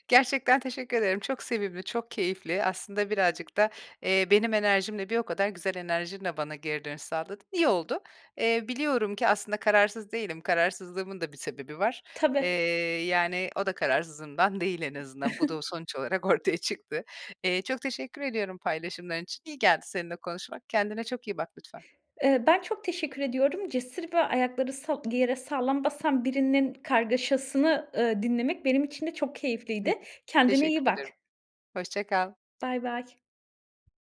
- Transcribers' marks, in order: other background noise; chuckle; "Cesur" said as "cesır"; chuckle; tapping
- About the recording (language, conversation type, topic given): Turkish, advice, Yaşam tarzınızı kökten değiştirmek konusunda neden kararsız hissediyorsunuz?